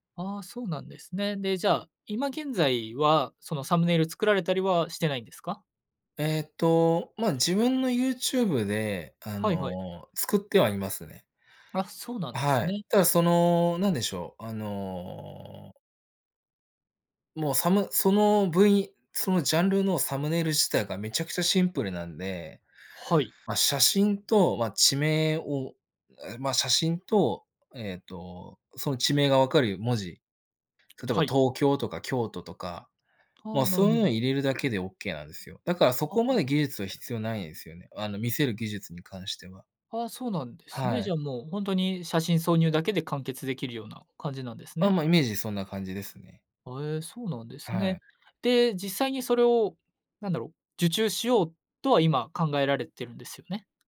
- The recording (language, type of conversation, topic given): Japanese, advice, 失敗が怖くて完璧を求めすぎてしまい、行動できないのはどうすれば改善できますか？
- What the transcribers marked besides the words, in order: other noise